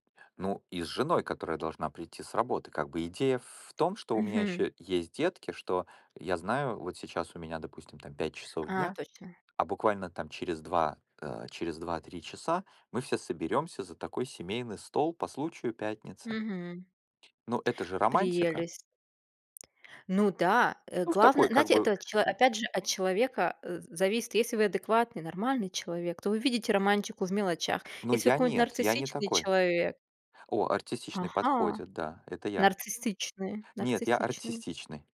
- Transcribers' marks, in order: tapping; "знаете" said as "наете"; other background noise; "нарциссичный" said as "нарцистичный"; "нарциссичный" said as "нарцистичный"
- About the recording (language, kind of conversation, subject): Russian, unstructured, Как сохранить романтику в долгих отношениях?